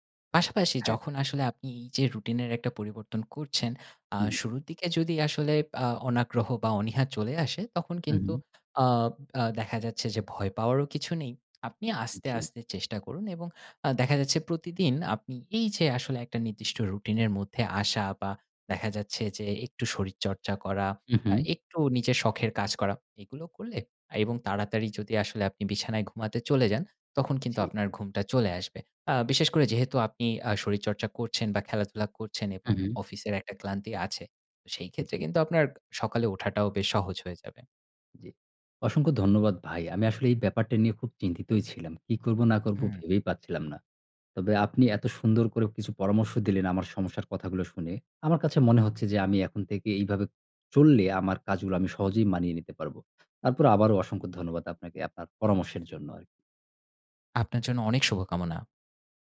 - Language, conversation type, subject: Bengali, advice, সকাল ওঠার রুটিন বানালেও আমি কেন তা টিকিয়ে রাখতে পারি না?
- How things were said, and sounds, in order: tapping